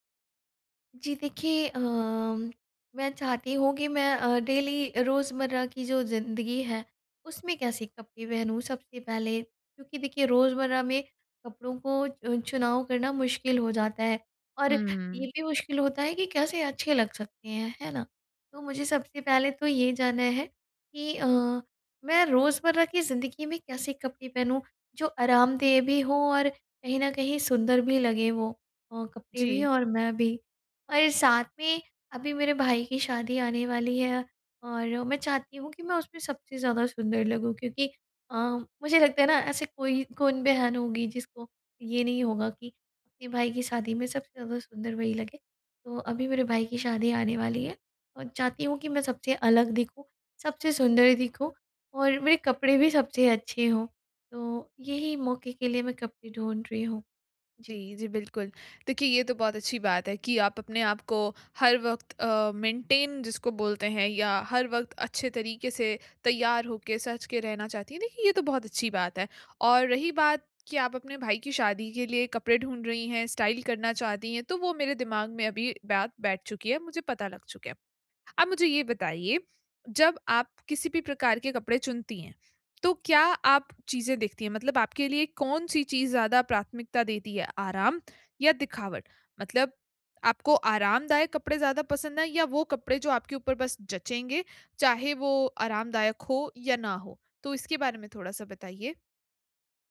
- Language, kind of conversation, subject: Hindi, advice, कपड़े और स्टाइल चुनने में मुझे मदद कैसे मिल सकती है?
- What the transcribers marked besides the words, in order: in English: "डेली"; in English: "मेंटेन"; in English: "स्टाइल"